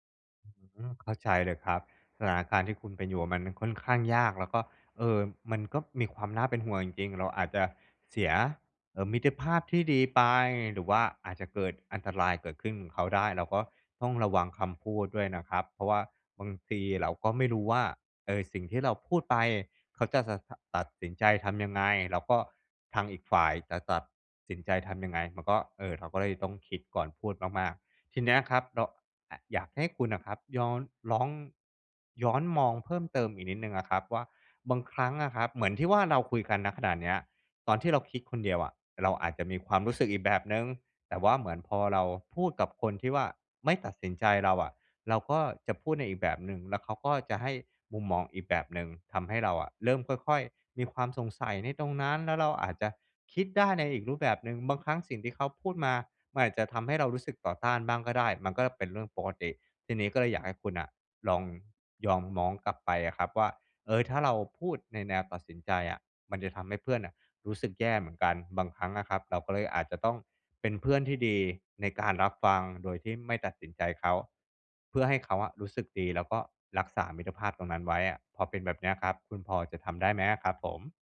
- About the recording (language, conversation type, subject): Thai, advice, ฉันจะทำอย่างไรเพื่อสร้างมิตรภาพที่ลึกซึ้งในวัยผู้ใหญ่?
- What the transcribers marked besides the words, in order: "มิตรภาพ" said as "มิตติภาพ"; "มองย้อน" said as "ยอมม้อง"; other noise